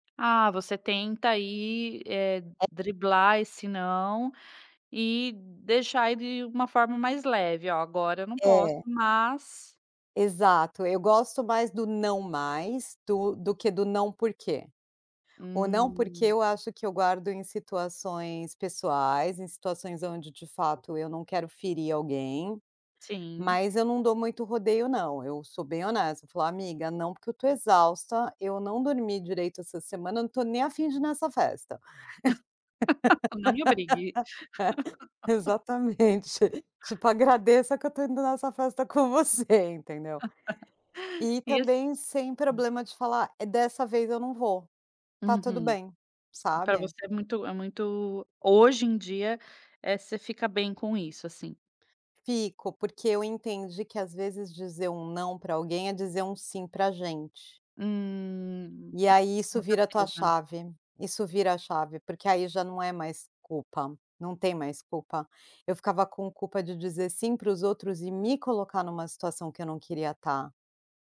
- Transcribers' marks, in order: laugh; laugh; other background noise; laughing while speaking: "com você, entendeu?"; laugh
- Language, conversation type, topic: Portuguese, podcast, O que te ajuda a dizer não sem culpa?